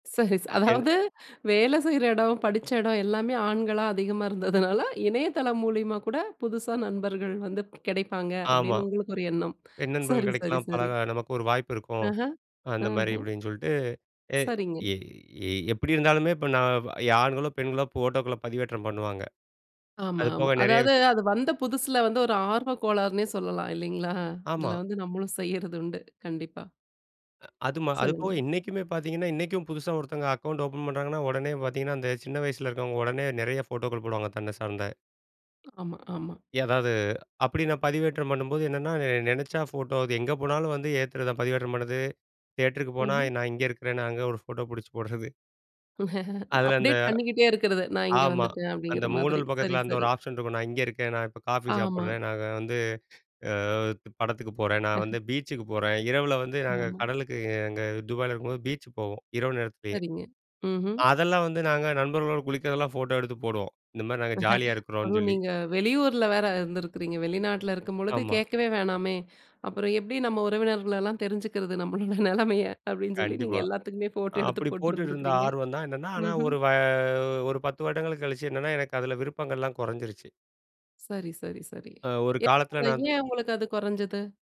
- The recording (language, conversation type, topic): Tamil, podcast, சமூக ஊடகங்கள் உறவுகளுக்கு நன்மையா, தீமையா?
- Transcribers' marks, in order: laughing while speaking: "சரி, ச அதாவது, வேலை செய்ற இடம், படிச்ச இடம் எல்லாமே ஆண்களா, அதிகமா இருந்ததுனால"; other background noise; other noise; laughing while speaking: "செய்றது உண்டு"; laughing while speaking: "பிடிச்சு போடுறது"; laughing while speaking: "அப்டேட் பண்ணிக்கிட்டே இருக்கிறது"; in English: "அப்டேட்"; in English: "ஆப்ஷன்"; chuckle; laugh; laughing while speaking: "நம்மளோட நெலமைய? அப்படீன்னு சொல்லி, நீங்க எல்லாத்துக்குமே ஃபோட்டோ எடுத்து போட்டிருந்துருக்கறீங்க"; laughing while speaking: "கண்டிப்பா"